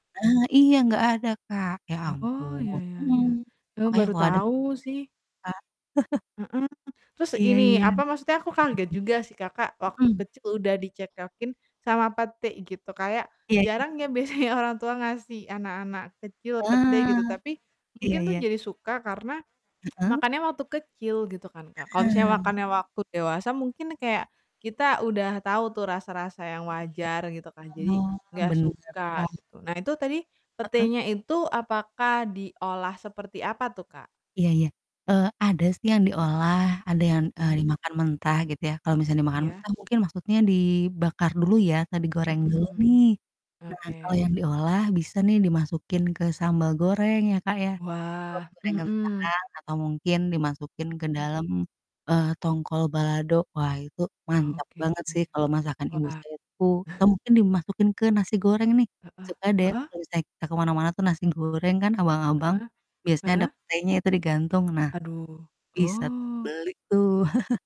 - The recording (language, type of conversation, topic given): Indonesian, unstructured, Makanan apa yang paling membuat kamu bahagia saat memakannya?
- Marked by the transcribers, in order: distorted speech; unintelligible speech; chuckle; static; laughing while speaking: "biasanya"; tsk; other background noise; chuckle; tapping; chuckle